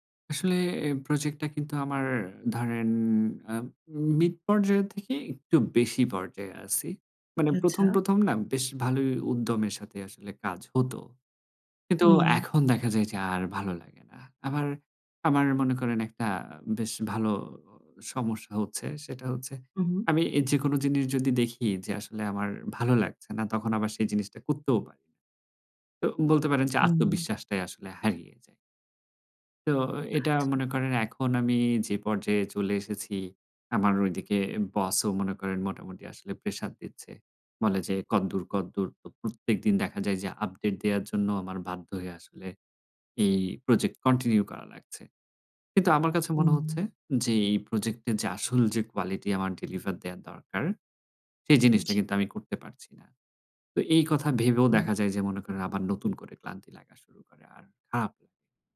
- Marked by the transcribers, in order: in English: "কন্টিনিউ"
- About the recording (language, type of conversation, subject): Bengali, advice, দীর্ঘমেয়াদি প্রকল্পে মনোযোগ ধরে রাখা ক্লান্তিকর লাগছে